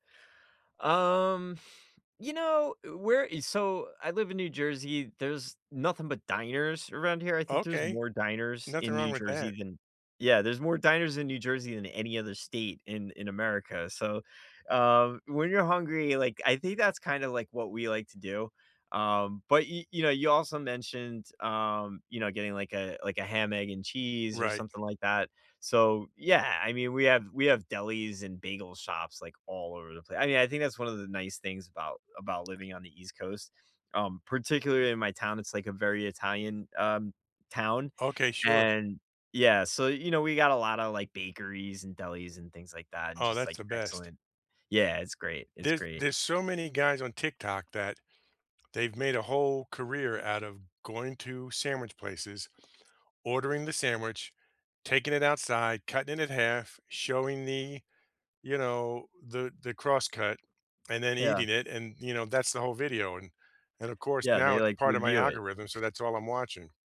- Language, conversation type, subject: English, unstructured, Which street foods from your hometown or travels do you love most, and what memories do they carry?
- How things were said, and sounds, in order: tapping